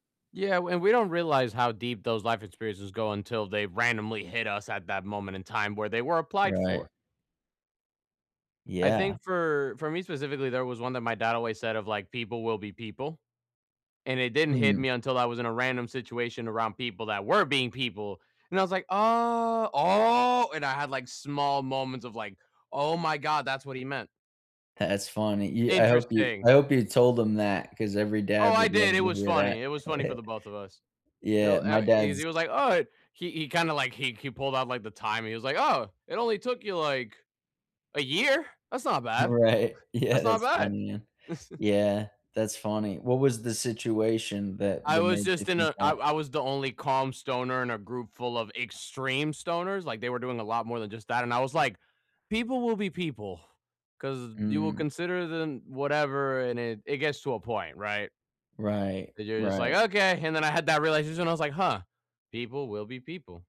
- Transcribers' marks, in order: laughing while speaking: "That's"; chuckle; laughing while speaking: "Right. Yeah"; chuckle
- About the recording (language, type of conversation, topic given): English, unstructured, What makes certain lessons stick with you long after you learn them?